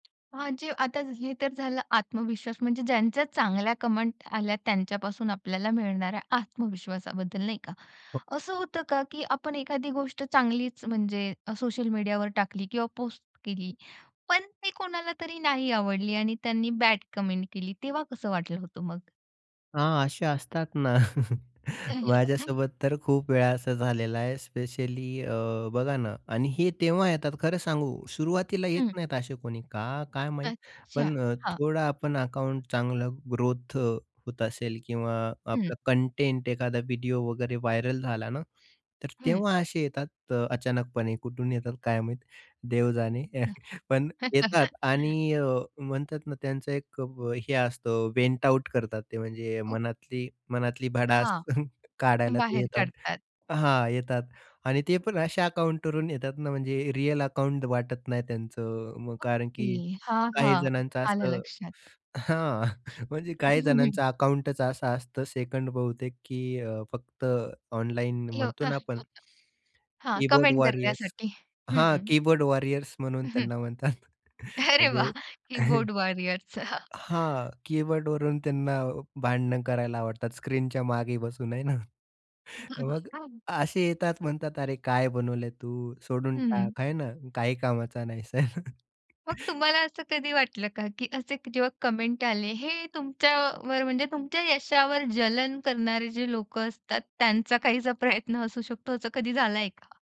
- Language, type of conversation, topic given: Marathi, podcast, तुमच्या आत्मविश्वासावर सोशल मीडियाचा कसा परिणाम होतो?
- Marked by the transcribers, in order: tapping; in English: "कमेंट"; in English: "कमेंट"; chuckle; other noise; laugh; chuckle; in English: "वेंट आउट"; chuckle; chuckle; unintelligible speech; in English: "कमेंट"; snort; laughing while speaking: "अरे वाह! कीबोर्ड वॉरियर्सचा"; laughing while speaking: "म्हणतात"; chuckle; other background noise; chuckle; chuckle; in English: "कमेंट"